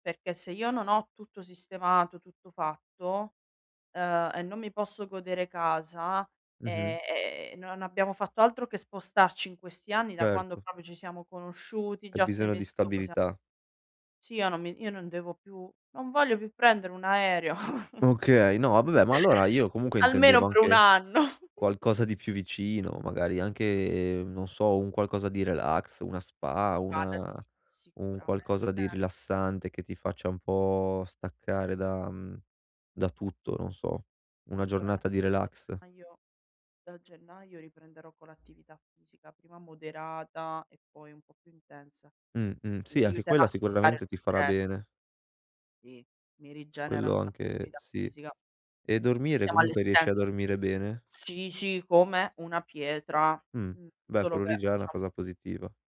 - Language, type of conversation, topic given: Italian, advice, Come posso ridurre la nebbia mentale e ritrovare chiarezza?
- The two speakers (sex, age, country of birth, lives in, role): female, 35-39, Italy, Italy, user; male, 25-29, Italy, Italy, advisor
- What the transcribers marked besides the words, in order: "proprio" said as "propio"; "io" said as "ia"; chuckle; giggle; tapping; "Sicuramente" said as "curamente"; other background noise; "Sì" said as "ì"; "diciamo" said as "ciam"